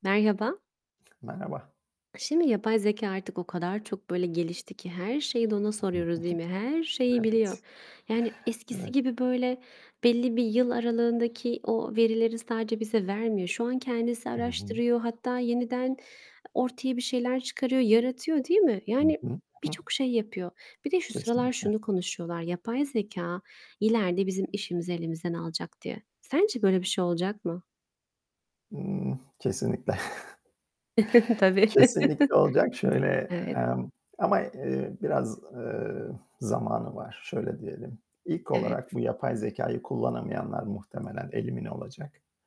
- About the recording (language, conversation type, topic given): Turkish, unstructured, Sence yapay zekâ işsizliği artırır mı?
- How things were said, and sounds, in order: static; other background noise; chuckle; laughing while speaking: "Evet"; tapping; giggle; chuckle